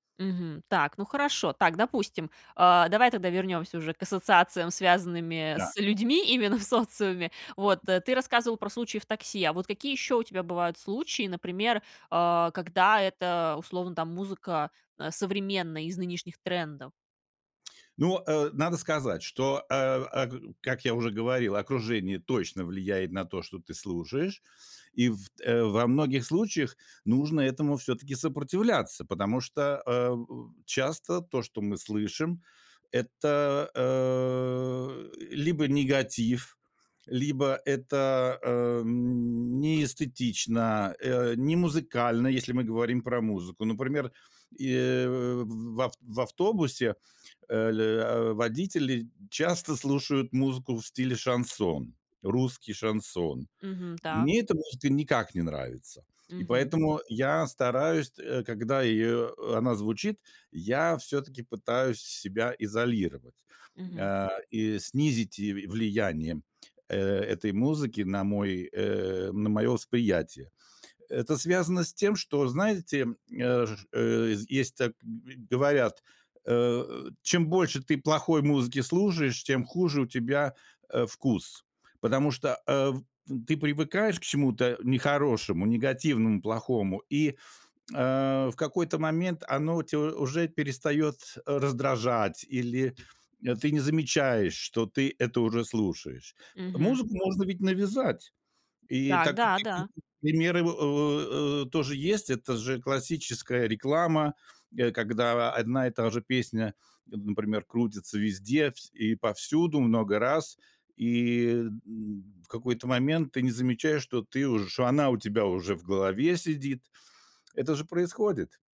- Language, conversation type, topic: Russian, podcast, Как окружение влияет на то, что ты слушаешь?
- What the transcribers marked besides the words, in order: laughing while speaking: "именно"; tapping; drawn out: "э"